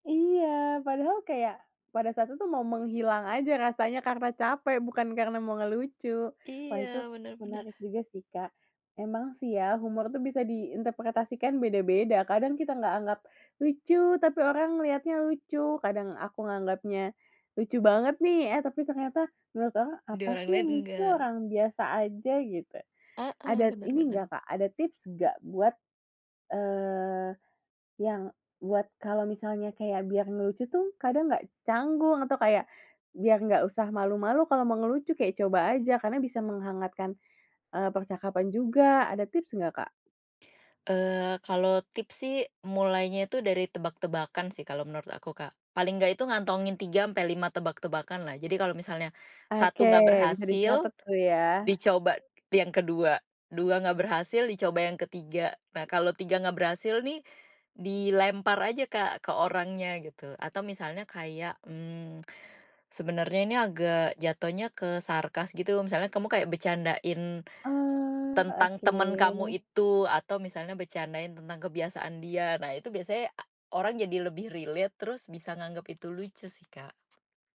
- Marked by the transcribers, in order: in English: "relate"
- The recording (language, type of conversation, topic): Indonesian, podcast, Bagaimana kamu menggunakan humor dalam percakapan?